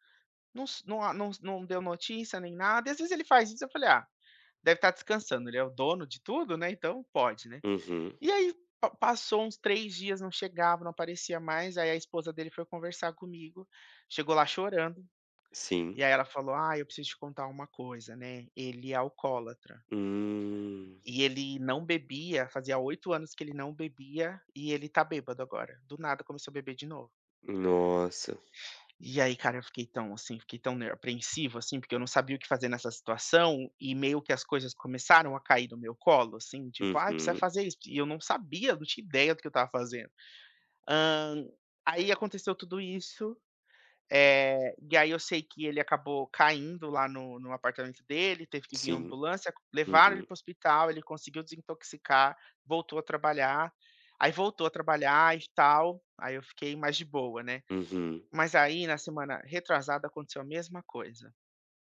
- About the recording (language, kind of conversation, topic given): Portuguese, advice, Como posso lidar com a perda inesperada do emprego e replanejar minha vida?
- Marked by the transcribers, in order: tapping; drawn out: "Hum"